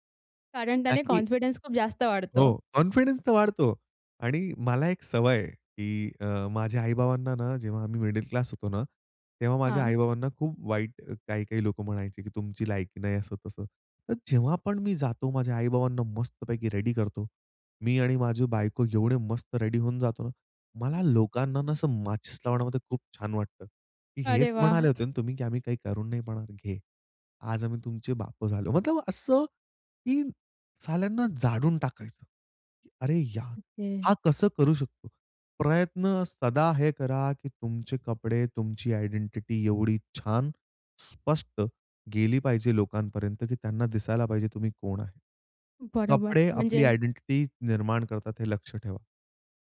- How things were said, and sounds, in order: in English: "कॉन्फिडंस"; in English: "कॉन्फिडन्स"; in English: "क्लास"; in English: "रेडी"; in English: "रेडी"; chuckle; other background noise; in English: "आयडेंटिटी"; in English: "आयडेंटिटी"
- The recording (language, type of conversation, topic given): Marathi, podcast, कोणत्या कपड्यांमध्ये आपण सर्वांत जास्त स्वतःसारखे वाटता?